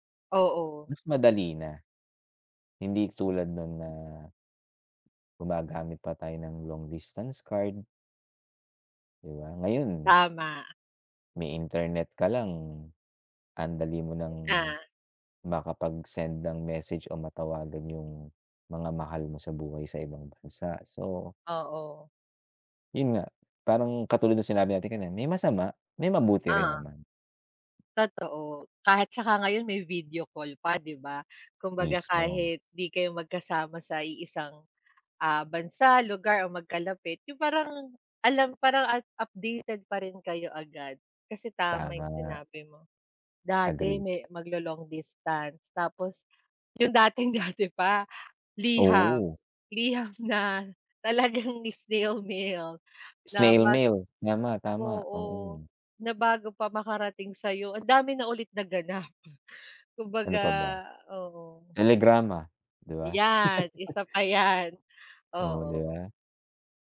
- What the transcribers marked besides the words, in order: other background noise; tapping; laugh
- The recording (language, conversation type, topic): Filipino, unstructured, Ano ang tingin mo sa epekto ng teknolohiya sa lipunan?